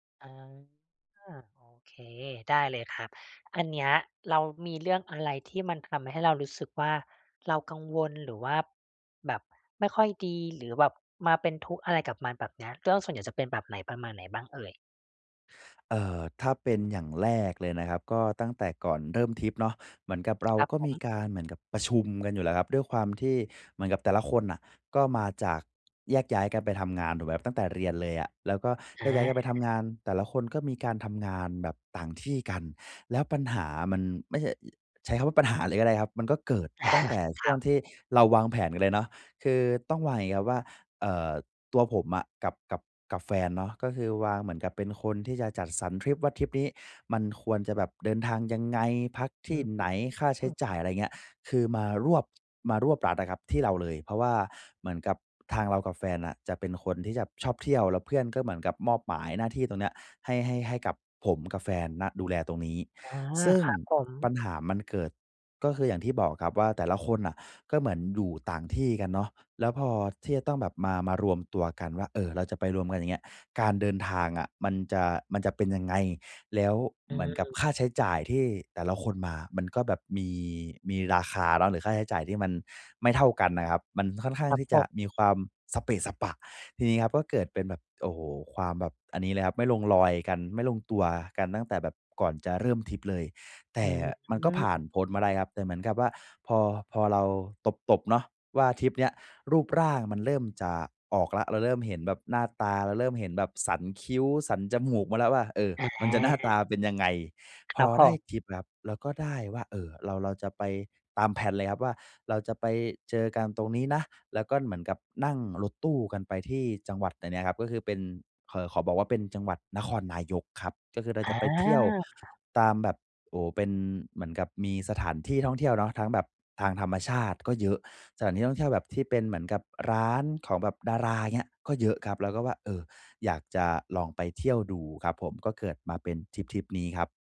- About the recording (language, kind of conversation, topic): Thai, advice, จะปรับตัวอย่างไรเมื่อทริปมีความไม่แน่นอน?
- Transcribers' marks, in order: "ก็" said as "ก๊าว"; other background noise; other noise; chuckle; "ครับผม" said as "ครับผบ"; "ครับผม" said as "นับโพ้"; in English: "แพลน"